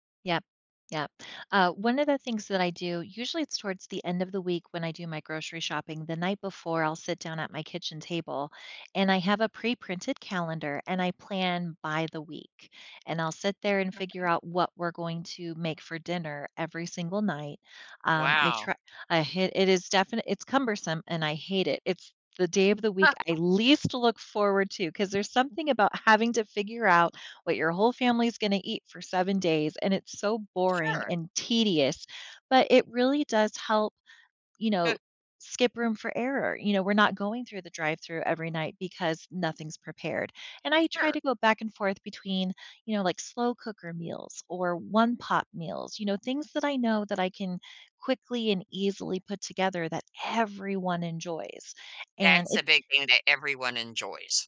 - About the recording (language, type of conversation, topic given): English, unstructured, How can I tweak my routine for a rough day?
- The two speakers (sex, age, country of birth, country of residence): female, 45-49, United States, United States; female, 55-59, United States, United States
- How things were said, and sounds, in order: other background noise; laugh; chuckle; stressed: "everyone"